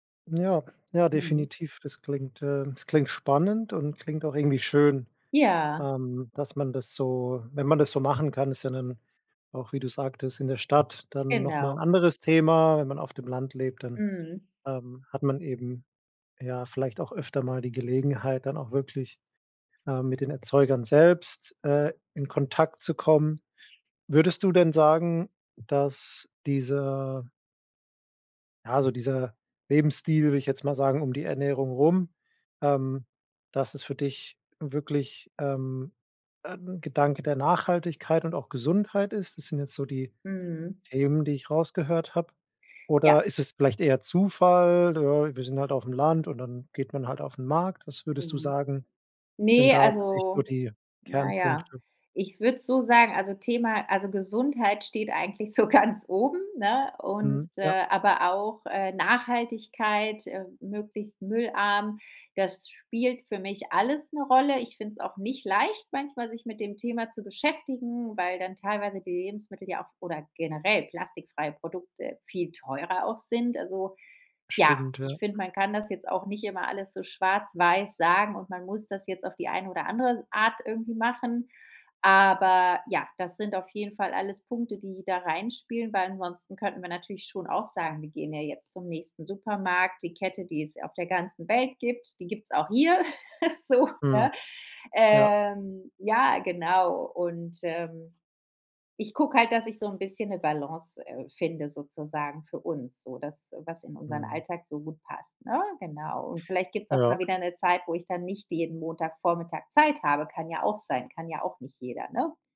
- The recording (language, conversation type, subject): German, podcast, Wie planst du deine Ernährung im Alltag?
- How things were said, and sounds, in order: laughing while speaking: "so"; other background noise; chuckle